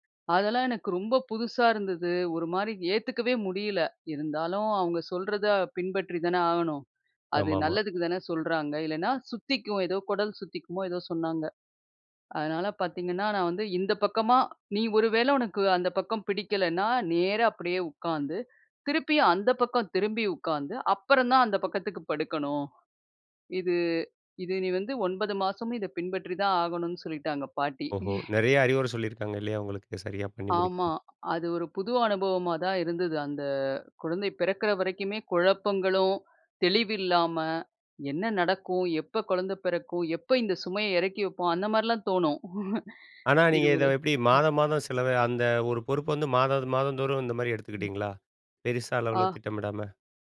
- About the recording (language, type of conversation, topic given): Tamil, podcast, புது ஆரம்பத்துக்கு மனதை எப்படி தயாரிப்பீங்க?
- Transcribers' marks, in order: chuckle; chuckle